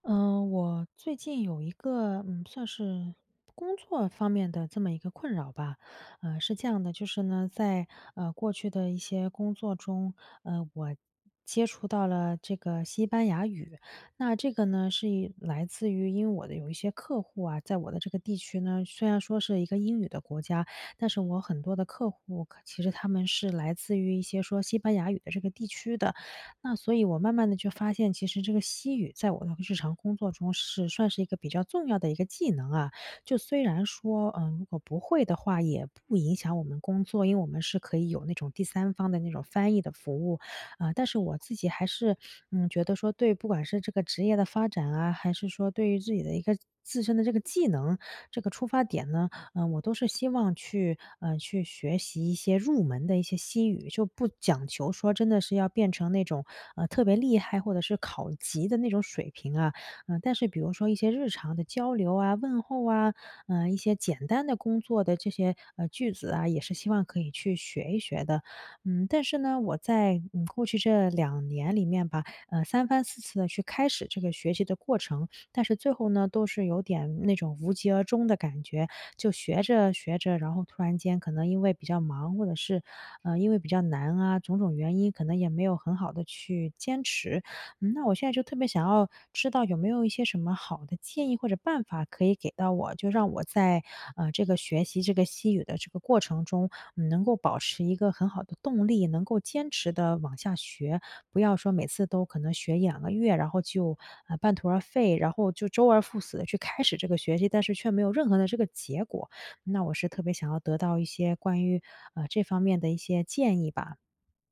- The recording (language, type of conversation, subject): Chinese, advice, 当我感觉进步停滞时，怎样才能保持动力？
- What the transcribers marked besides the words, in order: "重要" said as "纵要"; "自己" said as "至己"; "始" said as "死"